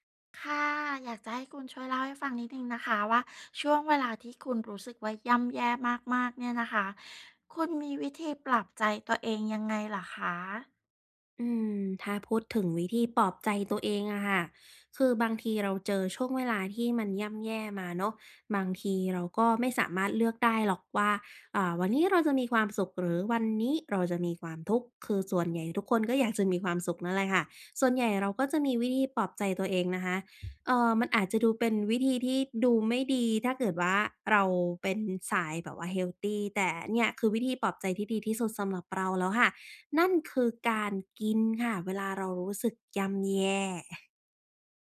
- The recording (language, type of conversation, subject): Thai, podcast, ในช่วงเวลาที่ย่ำแย่ คุณมีวิธีปลอบใจตัวเองอย่างไร?
- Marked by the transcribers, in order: tapping; stressed: "กิน"; stressed: "ย่ำแย่"; chuckle